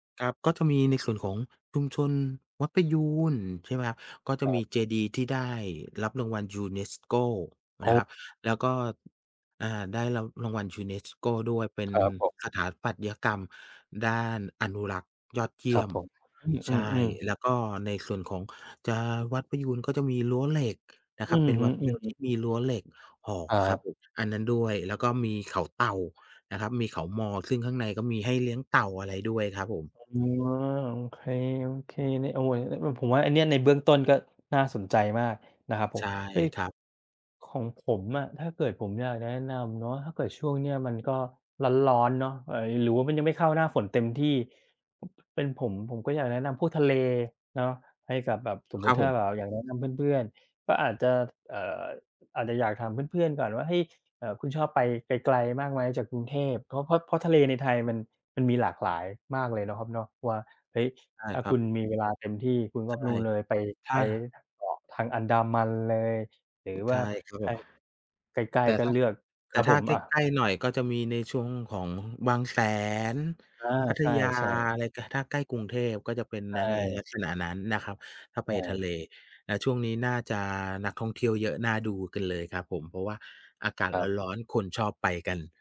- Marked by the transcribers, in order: unintelligible speech; tapping; other background noise; "เป็นใน" said as "นาเท"
- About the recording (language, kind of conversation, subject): Thai, unstructured, ถ้าคุณต้องแนะนำสถานที่ท่องเที่ยวให้เพื่อน คุณจะเลือกที่ไหน?